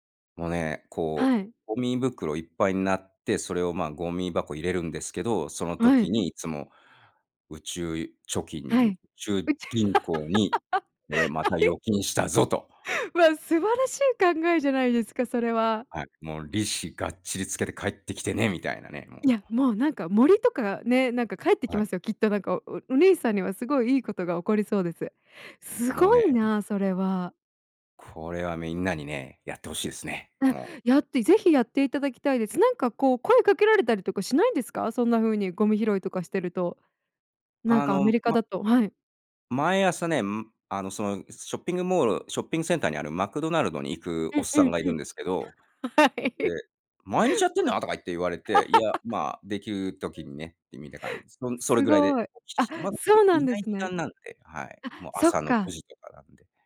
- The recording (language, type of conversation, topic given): Japanese, podcast, 日常生活の中で自分にできる自然保護にはどんなことがありますか？
- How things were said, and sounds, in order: laugh; laughing while speaking: "はい？"; laughing while speaking: "はい"; laugh